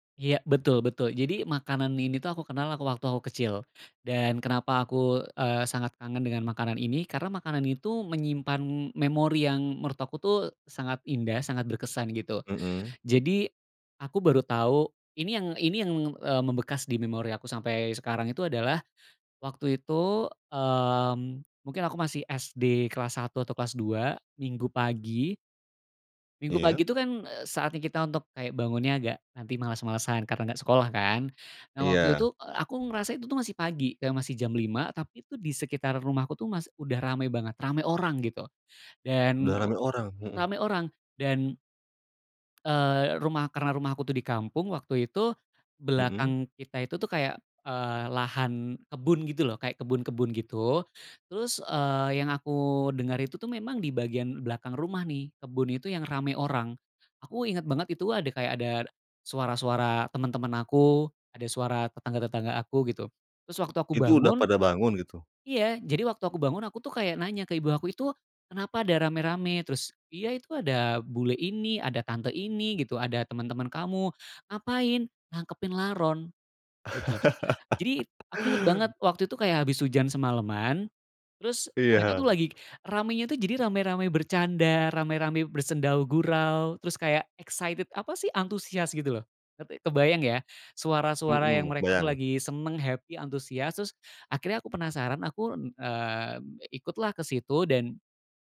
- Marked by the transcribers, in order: other background noise; chuckle; laughing while speaking: "Iya"; in English: "excited"; in English: "happy"
- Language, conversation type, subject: Indonesian, podcast, Apa makanan tradisional yang selalu bikin kamu kangen?